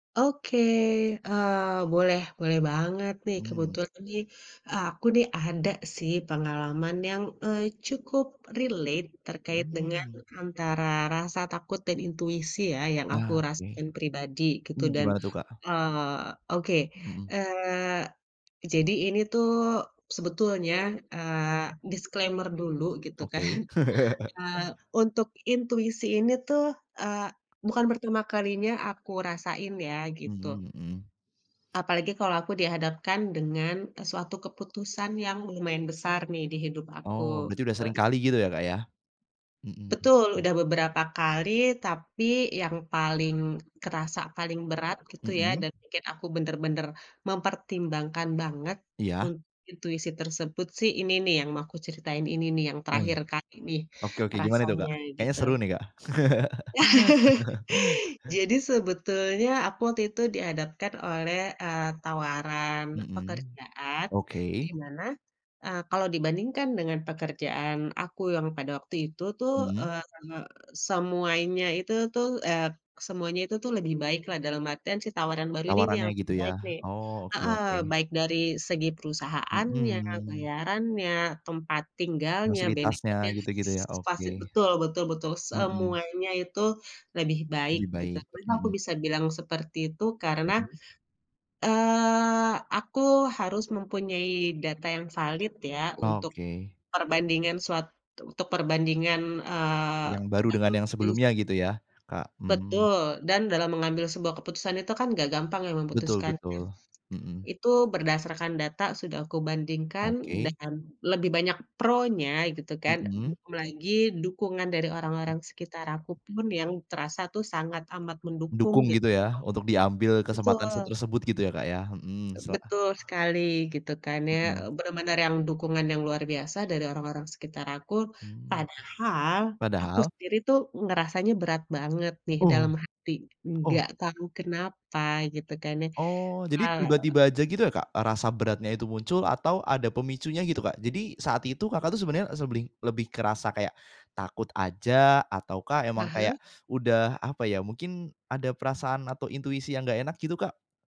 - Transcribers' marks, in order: in English: "relate"; in English: "disclaimer"; chuckle; laugh; laugh; in English: "benefitnya"; unintelligible speech; unintelligible speech; other background noise
- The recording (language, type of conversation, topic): Indonesian, podcast, Bagaimana cara kamu membedakan antara rasa takut dan intuisi?